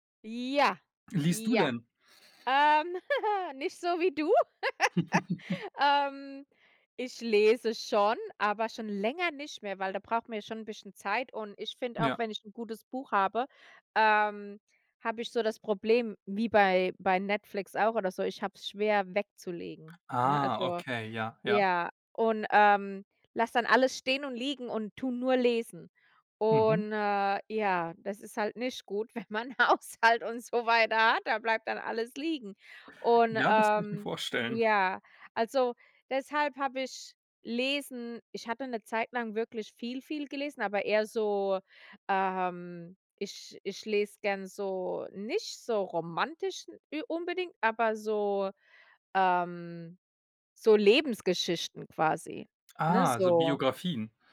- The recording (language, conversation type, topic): German, unstructured, Welche historische Persönlichkeit findest du besonders inspirierend?
- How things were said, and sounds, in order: chuckle; giggle; chuckle; laughing while speaking: "wenn man Haushalt"